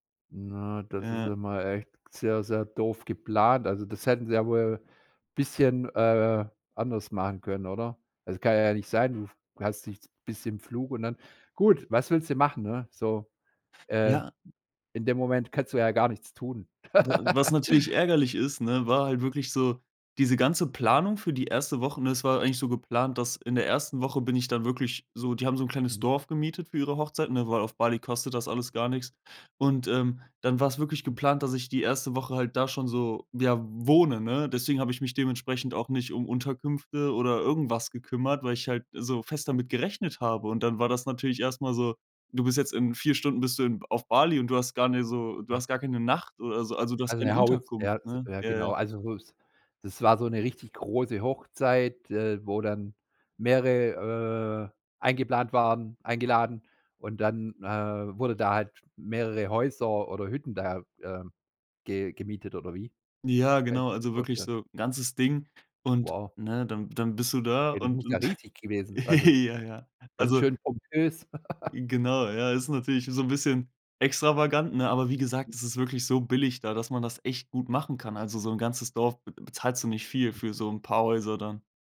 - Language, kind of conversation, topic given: German, podcast, Kannst du von einer Reise erzählen, die anders als geplant verlief, aber am Ende richtig toll war?
- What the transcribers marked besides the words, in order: laugh; other background noise; unintelligible speech; chuckle; chuckle